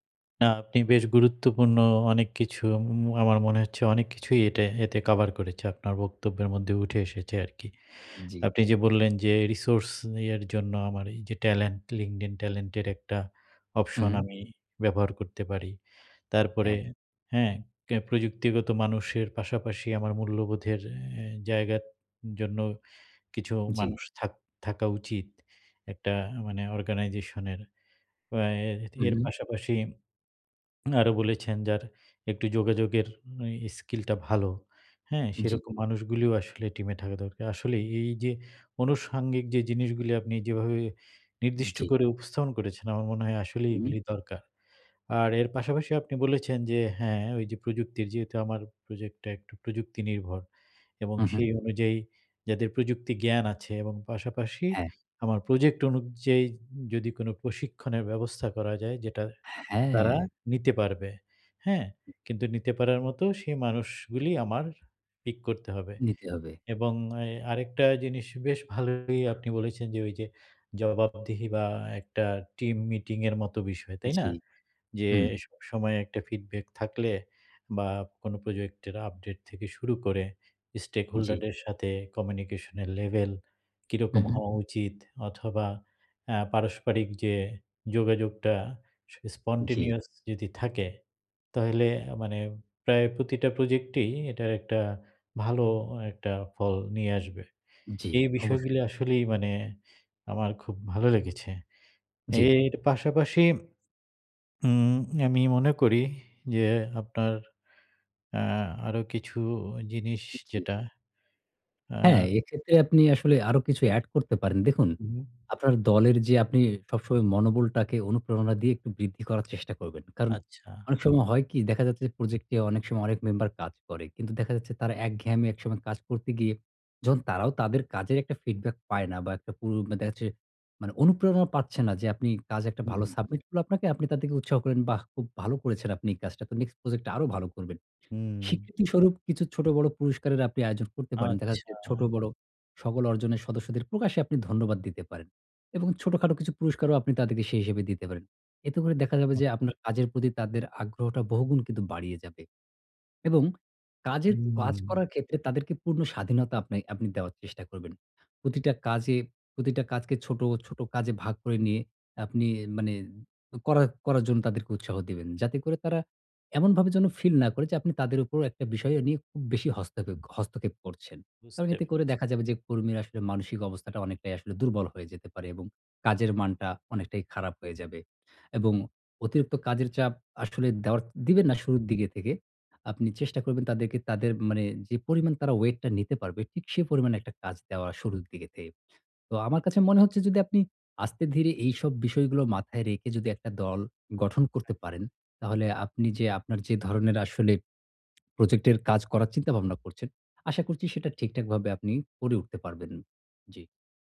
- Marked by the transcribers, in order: tapping; swallow; "থাকা" said as "ঠাকা"; other noise; in English: "স্টেক হোল্ডার"; in English: "স্পন্টেনিয়াস"; other background noise
- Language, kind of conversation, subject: Bengali, advice, আমি কীভাবে একটি মজবুত ও দক্ষ দল গড়ে তুলে দীর্ঘমেয়াদে তা কার্যকরভাবে ধরে রাখতে পারি?